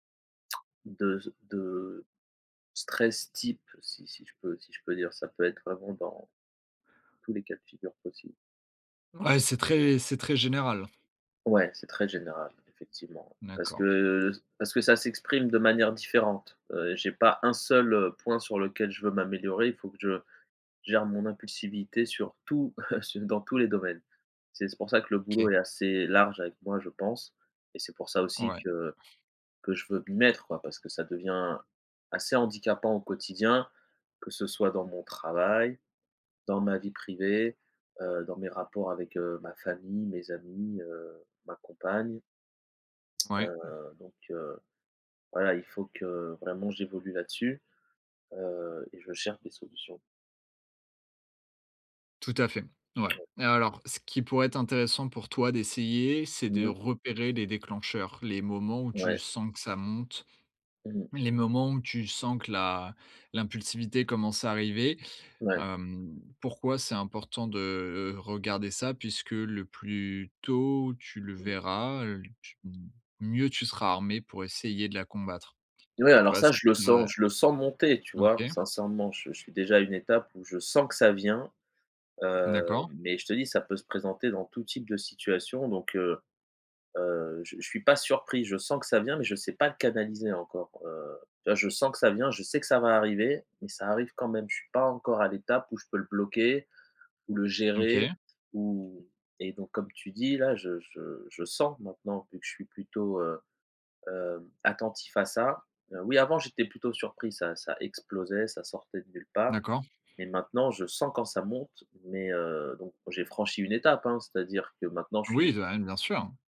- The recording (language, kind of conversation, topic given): French, advice, Comment réagissez-vous émotionnellement et de façon impulsive face au stress ?
- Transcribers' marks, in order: tongue click; other background noise; chuckle; stressed: "mettre"; tongue click; tapping; other noise; unintelligible speech